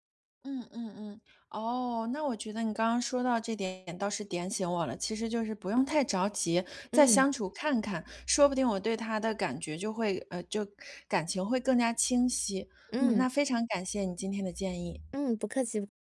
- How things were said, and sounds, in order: none
- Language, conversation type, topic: Chinese, advice, 我很害怕別人怎麼看我，該怎麼面對這種恐懼？